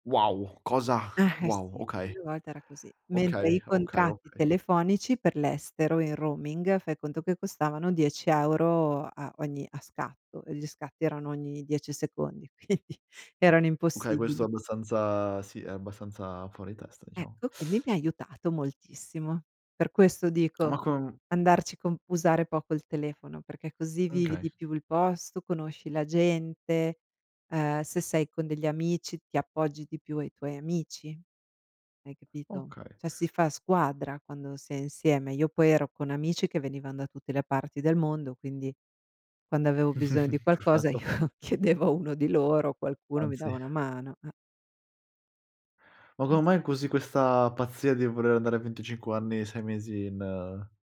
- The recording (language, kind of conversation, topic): Italian, podcast, Che consiglio daresti a chi vuole fare il suo primo viaggio da solo?
- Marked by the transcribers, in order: exhale; laughing while speaking: "quindi"; "okay" said as "kay"; other background noise; chuckle; laughing while speaking: "io chiedevo"; laughing while speaking: "Anzi"